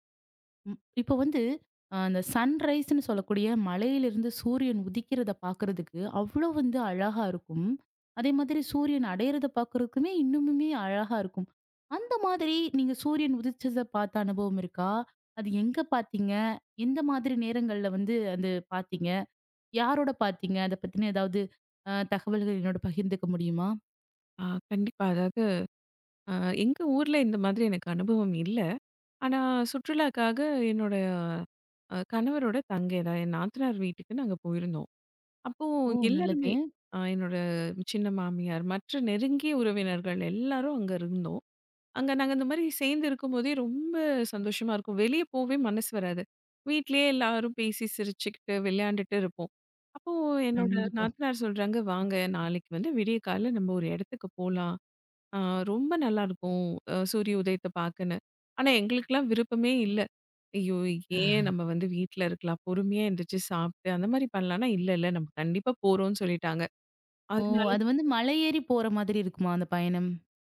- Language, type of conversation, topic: Tamil, podcast, மலையில் இருந்து சூரிய உதயம் பார்க்கும் அனுபவம் எப்படி இருந்தது?
- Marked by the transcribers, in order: other background noise; in English: "சன்ரைஸ்ன்னு"; laugh